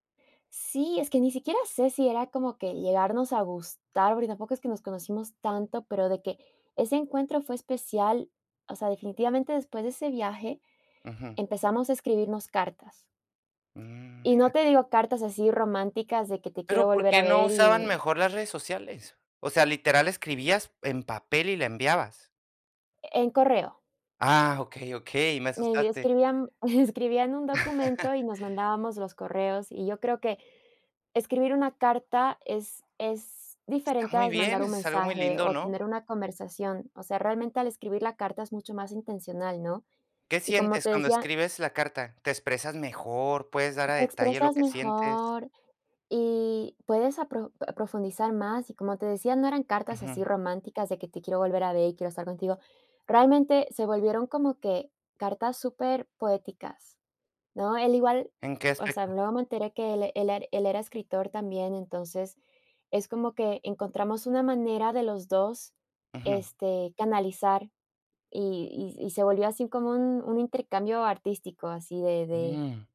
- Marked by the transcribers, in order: other background noise; tapping; chuckle; laugh
- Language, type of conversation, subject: Spanish, podcast, ¿Puedes contarme sobre una conversación memorable que tuviste con alguien del lugar?